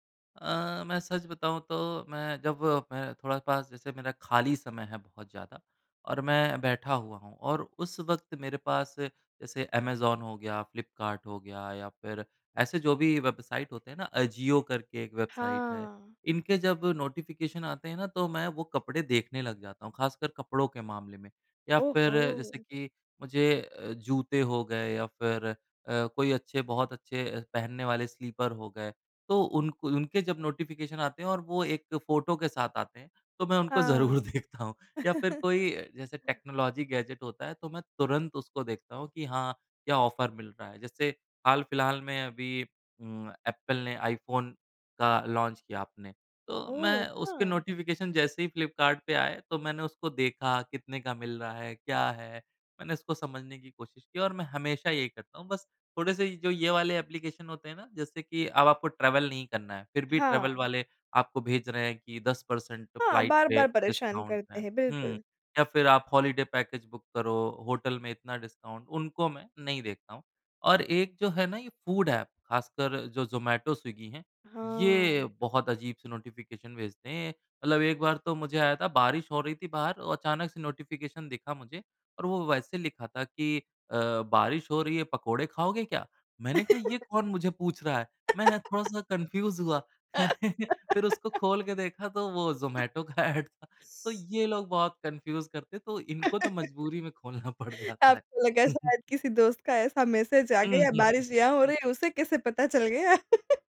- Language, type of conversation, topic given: Hindi, podcast, नोटिफ़िकेशन से निपटने का आपका तरीका क्या है?
- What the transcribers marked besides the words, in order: in English: "नोटिफ़िकेशन"; in English: "स्लिपर"; in English: "नोटिफ़िकेशन"; laughing while speaking: "ज़रूर देखता हूँ"; in English: "टेक्नोलॉज़ी गैजेट"; laugh; in English: "ऑफ़र"; in English: "लॉन्च"; in English: "नोटिफ़िकेशन"; in English: "ऐप्लीकेशन"; in English: "ट्रैवल"; in English: "ट्रैवल"; in English: "दस पर्सेंट"; in English: "डिस्काउंट"; in English: "हॉलिडे पैकेज बुक"; in English: "होटल"; in English: "डिस्काउंट"; in English: "फूड"; in English: "नोटिफ़िकेशन"; in English: "नोटिफ़िकेशन"; laugh; in English: "कन्फ़्यूज़"; laugh; chuckle; other background noise; chuckle; in English: "ऐड"; in English: "कन्फ़्यूज़"; laughing while speaking: "आपको लगा शायद किसी दोस्त … पता चल गया?"; laughing while speaking: "पड़ जाता है"; chuckle